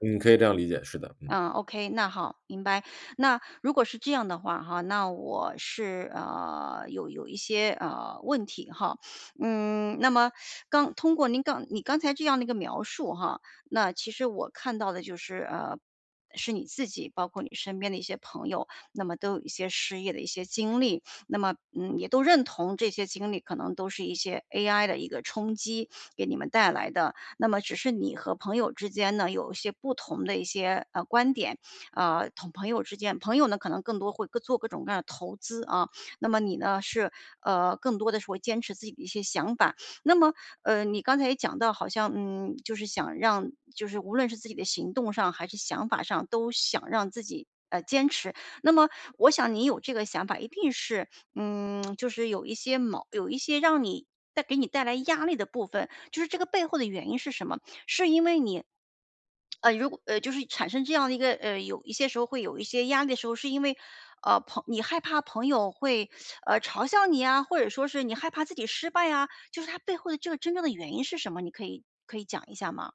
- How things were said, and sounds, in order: other background noise; teeth sucking
- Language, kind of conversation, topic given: Chinese, advice, 我该如何在群体压力下坚持自己的信念？